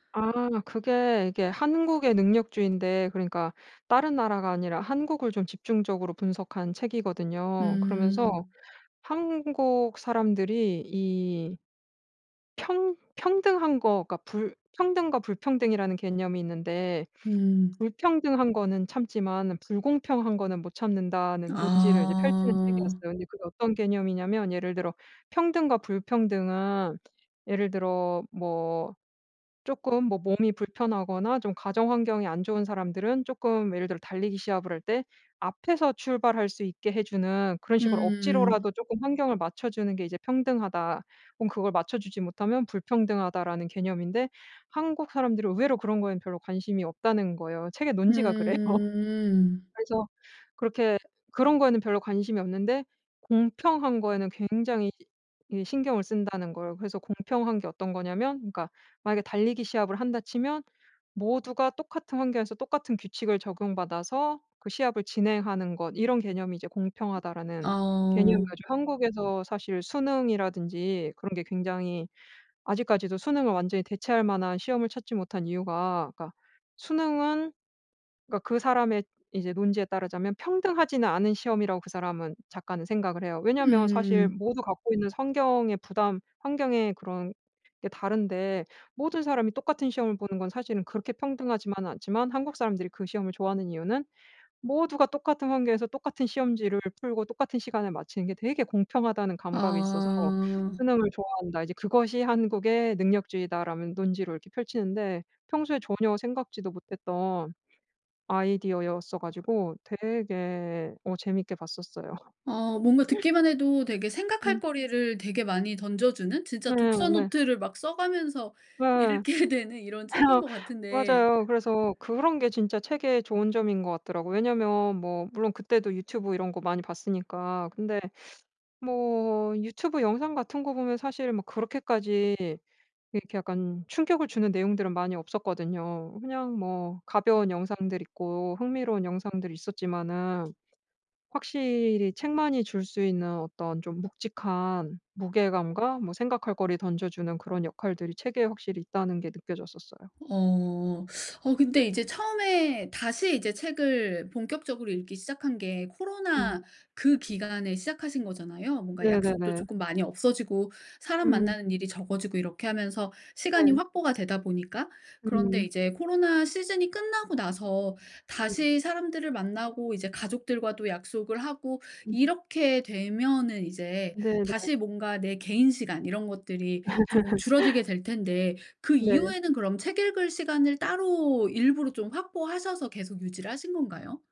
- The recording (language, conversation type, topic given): Korean, podcast, 취미를 다시 시작할 때 가장 어려웠던 점은 무엇이었나요?
- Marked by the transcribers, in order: other background noise; laughing while speaking: "그래요"; laughing while speaking: "봤었어요"; laughing while speaking: "읽게 되는"; laughing while speaking: "어"; tapping; laugh